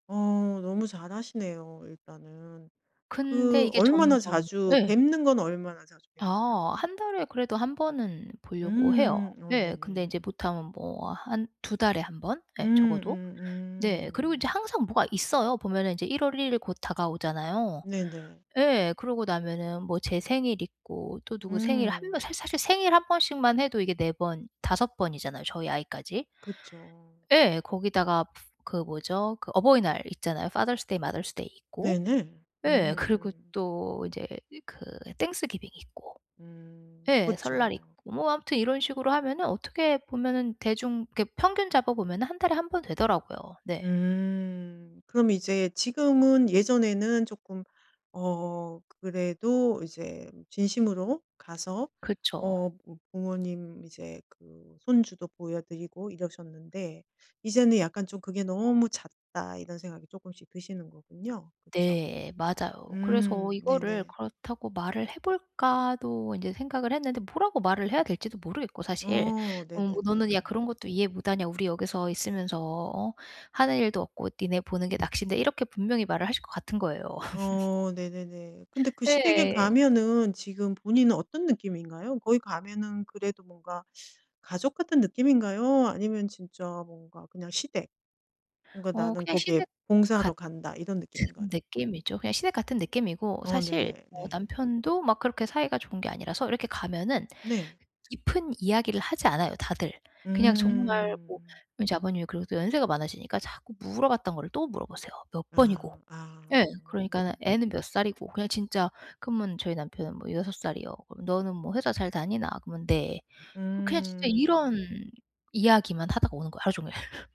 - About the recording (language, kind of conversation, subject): Korean, advice, 가족의 기대를 어떻게 조율하면서 건강한 경계를 세울 수 있을까요?
- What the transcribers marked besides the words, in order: other background noise; in English: "Father's Day, Mother's Day"; laughing while speaking: "그리고"; in English: "Thanksgiving"; "낙인데" said as "낙신데"; laugh; tapping; laugh